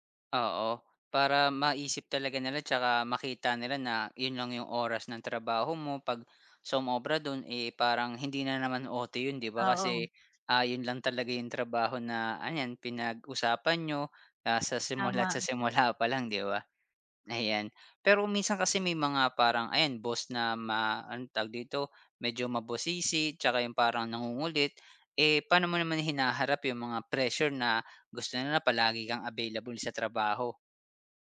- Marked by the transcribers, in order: laughing while speaking: "simula't sa simula pa lang, 'di ba?"; other background noise
- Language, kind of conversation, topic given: Filipino, podcast, Paano ka nagtatakda ng hangganan sa pagitan ng trabaho at personal na buhay?